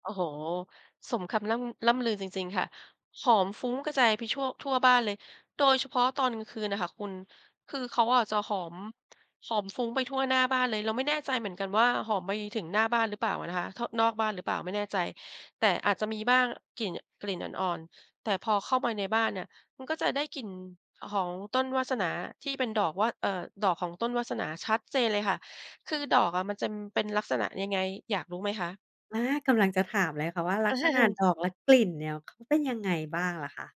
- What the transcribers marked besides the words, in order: tsk; tapping; laugh
- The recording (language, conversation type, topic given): Thai, podcast, มีของชิ้นไหนในบ้านที่สืบทอดกันมาหลายรุ่นไหม?